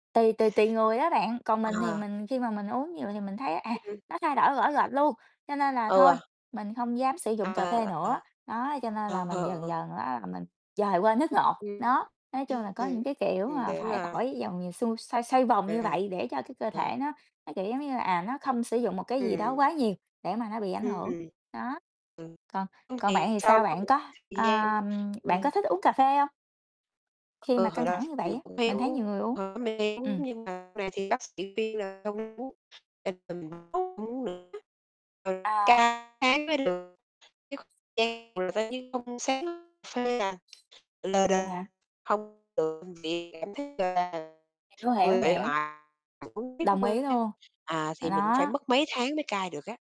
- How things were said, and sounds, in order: distorted speech; other background noise; unintelligible speech; unintelligible speech; unintelligible speech; unintelligible speech; unintelligible speech; unintelligible speech; unintelligible speech; unintelligible speech
- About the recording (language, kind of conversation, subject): Vietnamese, unstructured, Bạn nghĩ thế nào về việc công việc ảnh hưởng đến cuộc sống cá nhân của bạn?